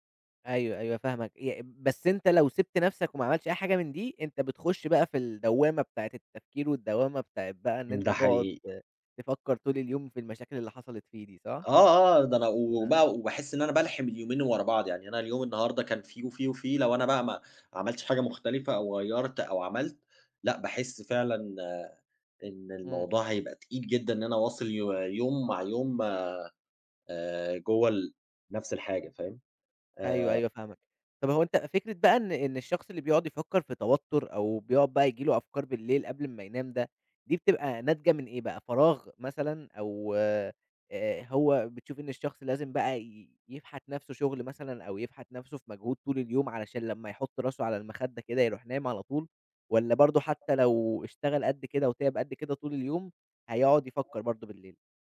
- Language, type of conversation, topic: Arabic, podcast, إزاي بتفرّغ توتر اليوم قبل ما تنام؟
- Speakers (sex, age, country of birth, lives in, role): male, 20-24, Egypt, Egypt, host; male, 30-34, Egypt, Germany, guest
- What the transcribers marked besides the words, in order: none